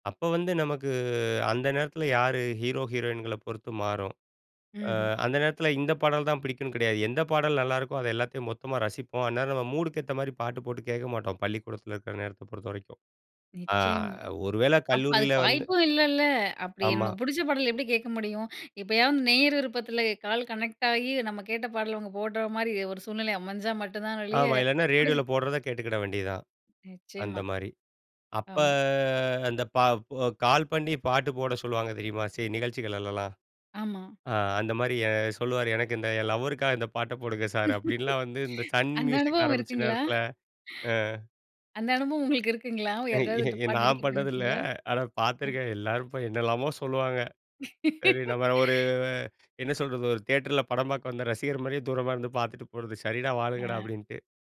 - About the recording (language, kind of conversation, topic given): Tamil, podcast, ஒரு பாடல் உங்களை எப்படி மனதளவில் தொடுகிறது?
- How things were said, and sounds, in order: drawn out: "அப்ப"; laugh; laughing while speaking: "அந்த அனுபவம் இருக்குங்களா? அந்த அனுபவம் உங்களுக்கு இருக்குங்களா? யாருக்காவது பாட்டு டெடிக்கேட் பண்ணியிருக்கீங்களா? அ"; laughing while speaking: "நான் பண்ணது இல்ல. ஆனா பார்த்துருக்கேன் … சரிடா வாழுங்கடா அப்டின்ட்டு"; in English: "டெடிக்கேட்"; laugh